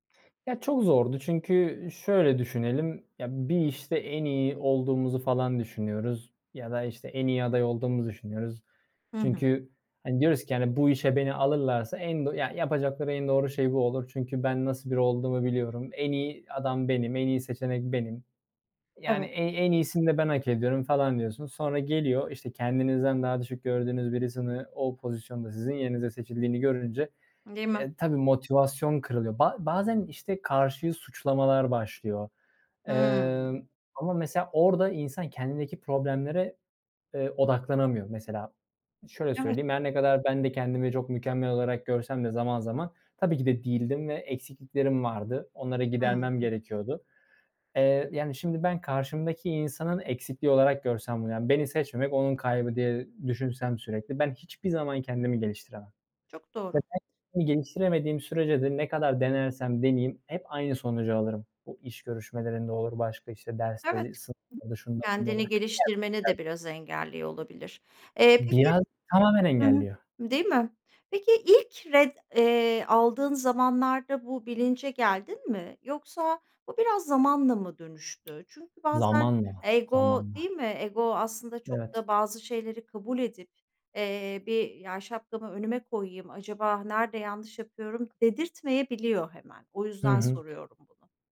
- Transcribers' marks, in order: unintelligible speech; other background noise; unintelligible speech; unintelligible speech
- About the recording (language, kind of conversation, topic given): Turkish, podcast, Hayatında başarısızlıktan öğrendiğin en büyük ders ne?
- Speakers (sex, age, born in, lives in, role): female, 45-49, Turkey, Netherlands, host; male, 25-29, Turkey, Germany, guest